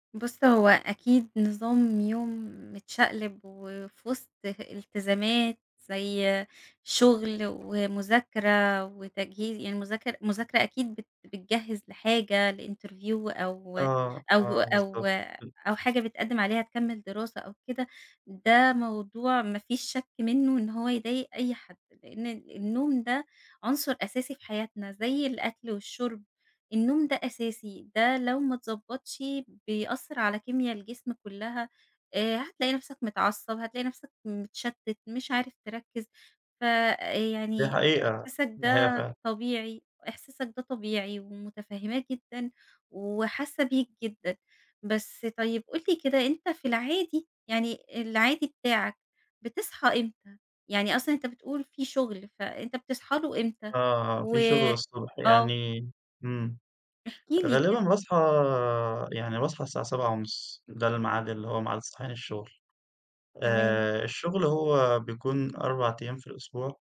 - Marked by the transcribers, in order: other background noise; in English: "لinterview"; unintelligible speech
- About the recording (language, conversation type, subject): Arabic, advice, إزاي جدول نومك المتقلب بيأثر على نشاطك وتركيزك كل يوم؟